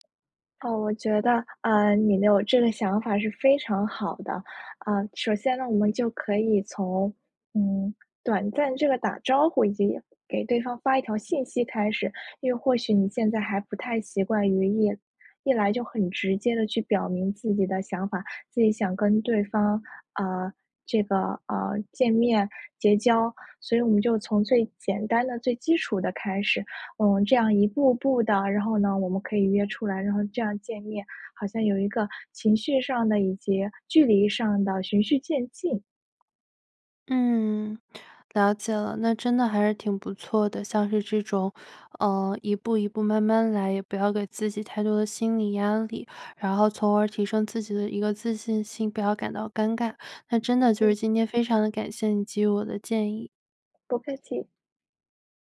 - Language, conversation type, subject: Chinese, advice, 你因为害怕被拒绝而不敢主动社交或约会吗？
- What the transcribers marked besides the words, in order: none